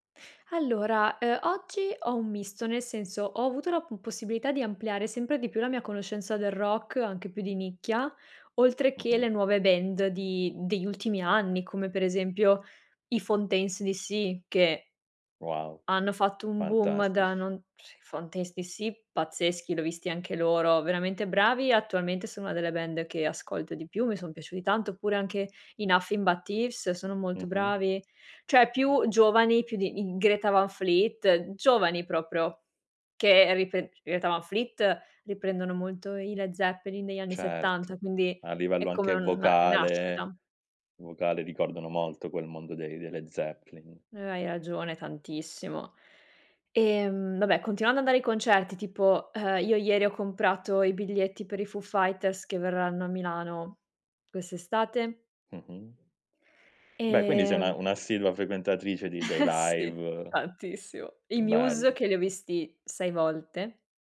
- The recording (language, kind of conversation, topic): Italian, podcast, Come ti sono cambiate le preferenze musicali negli anni?
- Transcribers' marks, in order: tapping; "Zeppelin" said as "Zepplin"; chuckle